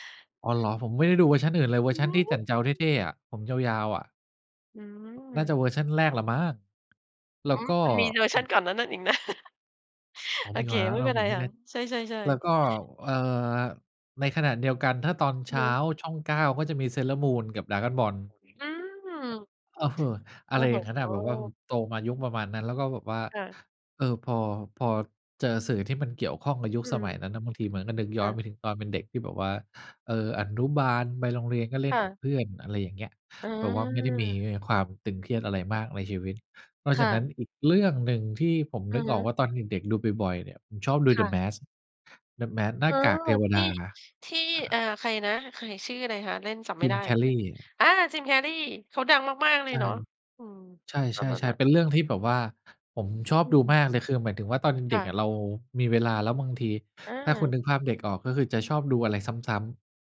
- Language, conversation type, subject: Thai, podcast, หนังเรื่องไหนทำให้คุณคิดถึงความทรงจำเก่าๆ บ้าง?
- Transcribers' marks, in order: chuckle; other background noise